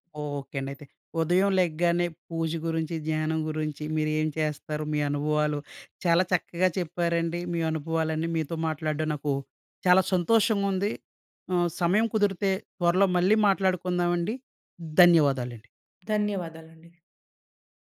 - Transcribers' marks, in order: none
- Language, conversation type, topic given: Telugu, podcast, ఉదయం మీరు పూజ లేదా ధ్యానం ఎలా చేస్తారు?